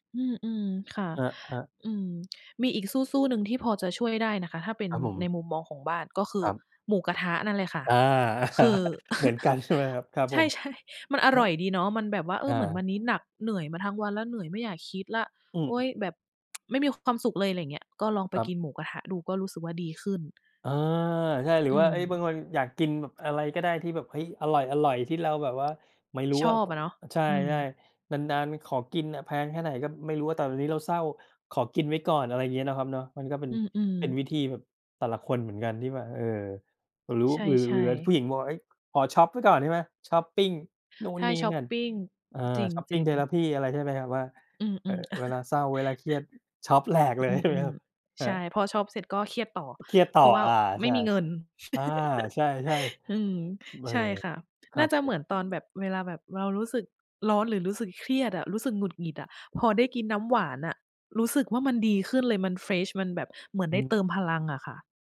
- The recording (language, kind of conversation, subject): Thai, unstructured, คุณรับมือกับความเศร้าอย่างไร?
- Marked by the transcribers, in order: chuckle; laughing while speaking: "ใช่ ๆ"; chuckle; tsk; other background noise; "ใช่" said as "ไท่"; in English: "shopping therapy"; chuckle; laughing while speaking: "เลย ใช่ไหมครับ ?"; laugh; in English: "เฟรช"